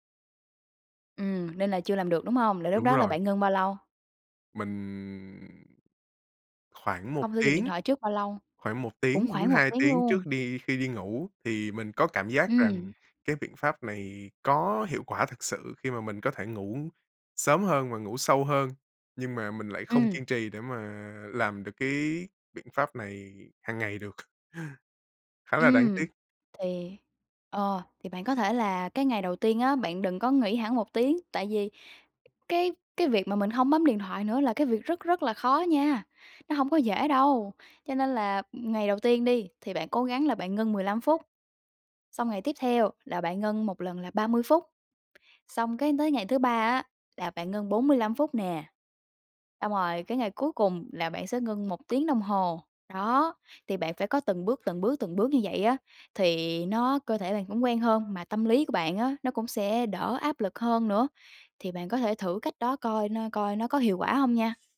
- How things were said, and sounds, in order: tapping; drawn out: "Mình"; laugh
- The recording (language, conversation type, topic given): Vietnamese, advice, Làm sao để duy trì kỷ luật dậy sớm và bám sát lịch trình hằng ngày?